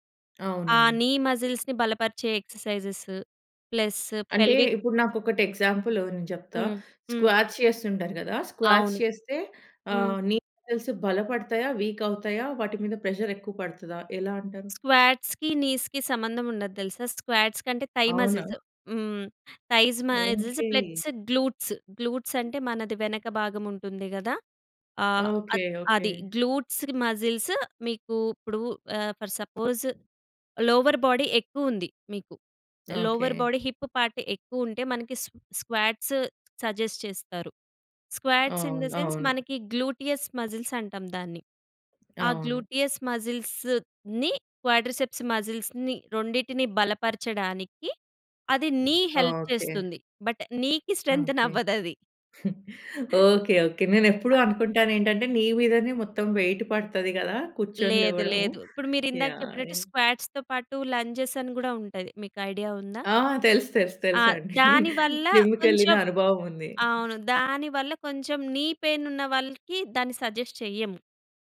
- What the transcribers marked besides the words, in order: in English: "నీ మస్జిల్స్‌ని"; in English: "ఎక్సర్సైజెస్, ప్లస్ పెల్విక్"; in English: "ఎగ్జాంపుల్"; in English: "స్క్వాట్స్"; in English: "స్క్వాట్స్"; in English: "మసిల్స్"; in English: "వీక్"; in English: "ప్రెషర్"; in English: "స్క్వాట్స్‌కి, నీస్‍కి"; in English: "స్క్వాట్స్"; in English: "థై మస్జిల్స్"; in English: "థైస్ మజిల్స్ ప్లస్ గ్లూట్స్. గ్లూట్స్"; in English: "గ్లూట్స్"; in English: "ఫర్ సపోజ్ లోవర్ బాడీ"; in English: "లోవర్ బాడీ హిప్ పార్ట్"; tapping; in English: "స్ స్క్వాట్స్ సజెస్ట్"; in English: "స్క్వాట్స్ ఇన్ ది సెన్స్"; in English: "గ్లూటియస్ మజిల్స్"; in English: "గ్లూటియస్ మజిల్స్‌ని క్వాడర్‌సెప్స్ మజిల్స్‌ని"; in English: "నీ హెల్ప్"; in English: "బట్ నీకి స్ట్రెంతెన్"; giggle; other noise; in English: "వెయిట్"; in English: "స్క్వాట్స్‌తో"; in English: "లంజెస్"; in English: "ఐడియా"; giggle; in English: "జిమ్‌కి"; in English: "నీ పెయిన్"; in English: "సజెస్ట్"
- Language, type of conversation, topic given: Telugu, podcast, బిజీ రోజువారీ కార్యాచరణలో హాబీకి సమయం ఎలా కేటాయిస్తారు?